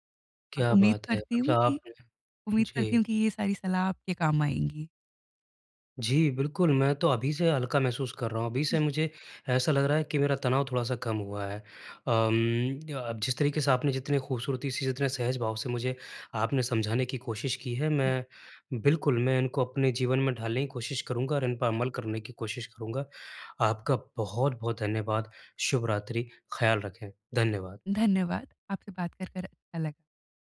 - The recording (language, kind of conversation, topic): Hindi, advice, आप सुबह की तनावमुक्त शुरुआत कैसे कर सकते हैं ताकि आपका दिन ऊर्जावान रहे?
- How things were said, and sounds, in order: other background noise